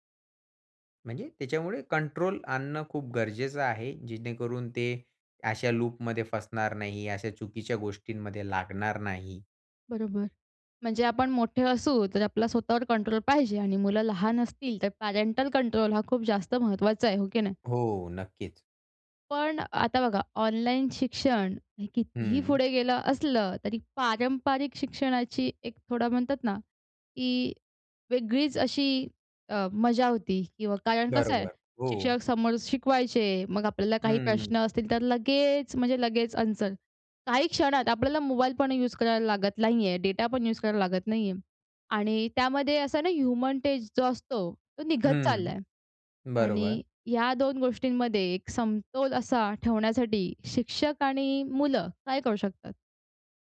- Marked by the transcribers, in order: in English: "पॅरेंटल कंट्रोल"; in English: "ह्युमन टेस्ट"
- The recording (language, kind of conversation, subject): Marathi, podcast, ऑनलाइन शिक्षणामुळे पारंपरिक शाळांना स्पर्धा कशी द्यावी लागेल?